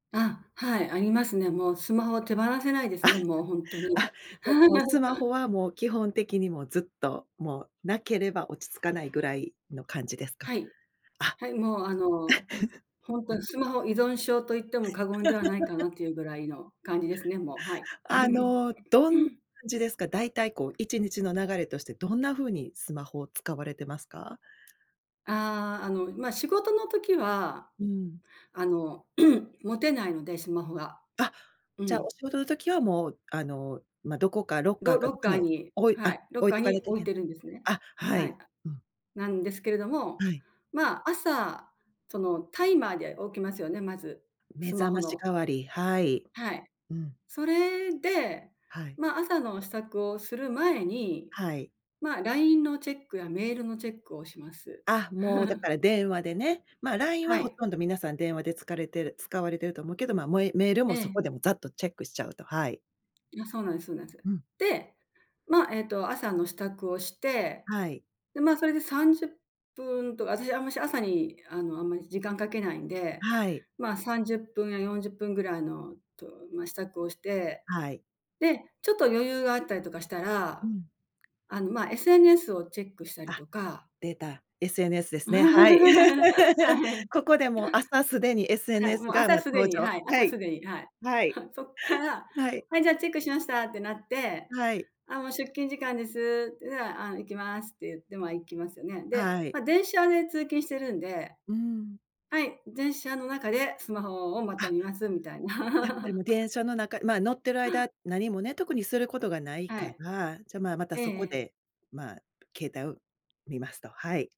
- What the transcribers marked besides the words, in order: laugh; laugh; laugh; laugh; tapping; other background noise; throat clearing; laugh; laugh; laughing while speaking: "はい"; laugh; laughing while speaking: "みたいな"; laugh
- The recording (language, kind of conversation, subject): Japanese, podcast, 普段のスマホはどんなふうに使っていますか？